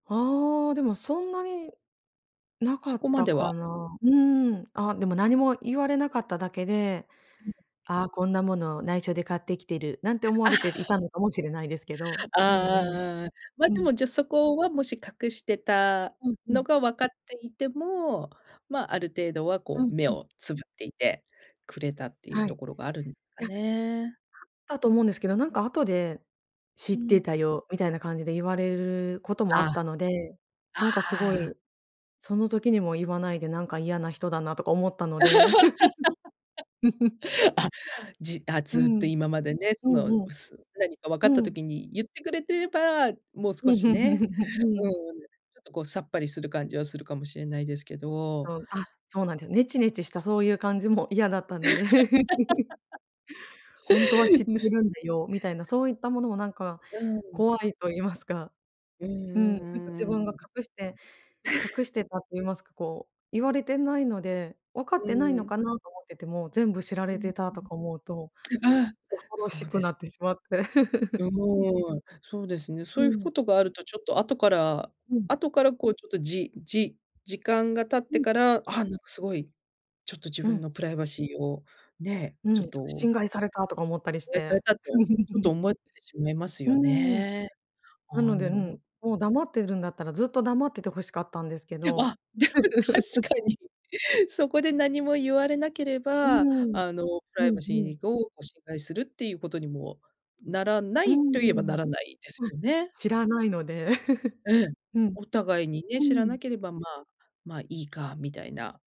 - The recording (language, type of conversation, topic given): Japanese, podcast, 同居している家族とのプライバシーは、どうやって確保していますか？
- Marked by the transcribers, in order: chuckle; laugh; chuckle; laugh; chuckle; chuckle; chuckle; chuckle; laughing while speaking: "でも確かに"; laugh; chuckle